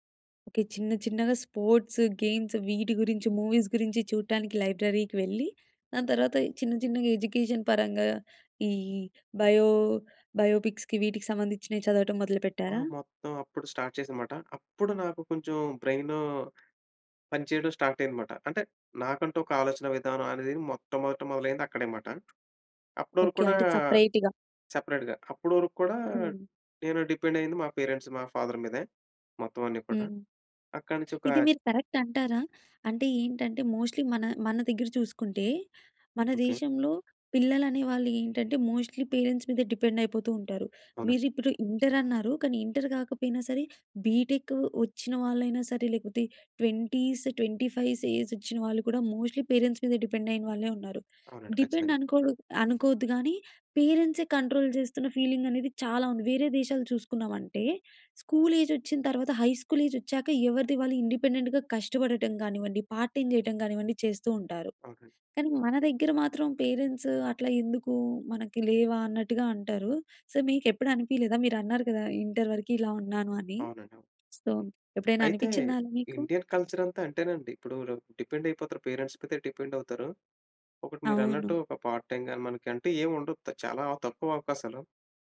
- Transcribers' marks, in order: in English: "స్పోర్ట్స్, గేమ్స్"; in English: "మూవీస్"; in English: "ఎడ్యుకేషన్"; in English: "బయో బయోపిక్స్‌కి"; in English: "స్టార్ట్"; in English: "స్టార్ట్"; tapping; in English: "సెపరేట్‌గా"; in English: "సెపరేట్‌గా"; in English: "డిపెండ్"; in English: "పేరెంట్స్"; in English: "ఫాదర్"; in English: "కరెక్ట్"; in English: "మోస్ట్‌లీ"; in English: "మోస్ట్‌లీ పేరెంట్స్"; in English: "డిపెండ్"; in English: "బీటెక్"; in English: "ట్వంటీస్, ట్వంటీ ఫైవ్‌స్ ఏజ్"; in English: "మోస్ట్‌లీ పేరెంట్స్"; in English: "డిపెండ్"; in English: "డిపెండ్"; in English: "పేరెంట్సె కంట్రోల్"; in English: "ఫీలింగ్"; in English: "హై స్కూల్ ఏజ్"; in English: "ఇండిపెండెంట్‌గా"; in English: "పార్ట్ టైమ్"; in English: "పేరెంట్స్"; in English: "సో"; in English: "సో"; in English: "ఇండియన్ కల్చర్"; in English: "డిపెండ్"; in English: "పేరెంట్స్"; in English: "డిపెండ్"; in English: "పార్ట్ టైమ్"
- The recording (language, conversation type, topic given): Telugu, podcast, కొత్త విషయాలను నేర్చుకోవడం మీకు ఎందుకు ఇష్టం?